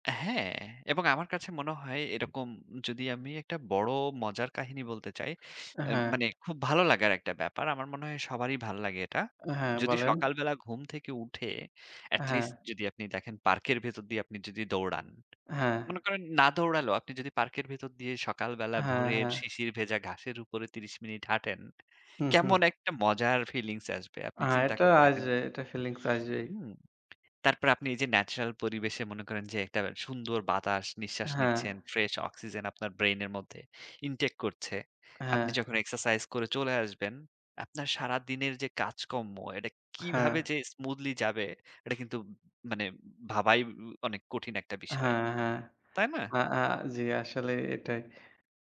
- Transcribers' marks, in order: in English: "intake"; "কাজকর্ম" said as "কাজকম্ম"; in English: "smoothly"
- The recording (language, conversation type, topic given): Bengali, unstructured, খেলাধুলা কি শুধু শরীরের জন্য উপকারী, নাকি মনও ভালো রাখতে সাহায্য করে?